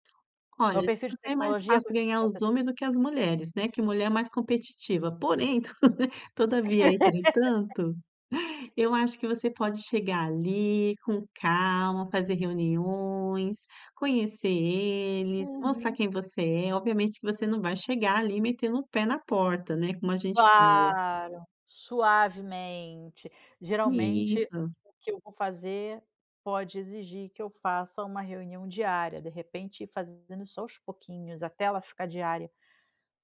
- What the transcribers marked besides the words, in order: tapping; unintelligible speech; unintelligible speech; chuckle; laugh; drawn out: "Claro"; other background noise
- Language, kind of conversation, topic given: Portuguese, advice, Como posso equilibrar apontar erros e reconhecer acertos?